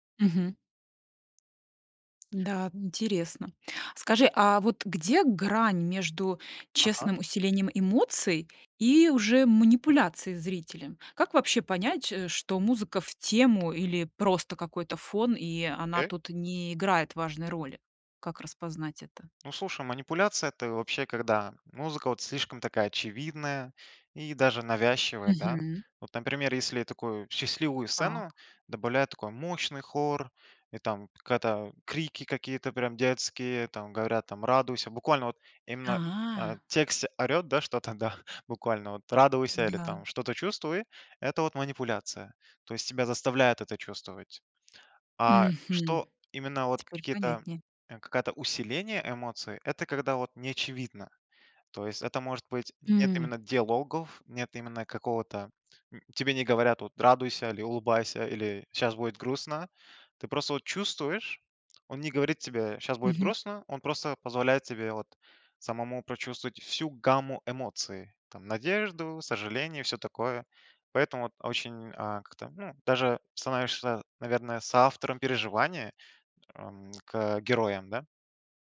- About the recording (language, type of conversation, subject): Russian, podcast, Как хороший саундтрек помогает рассказу в фильме?
- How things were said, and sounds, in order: other background noise; tapping; drawn out: "А!"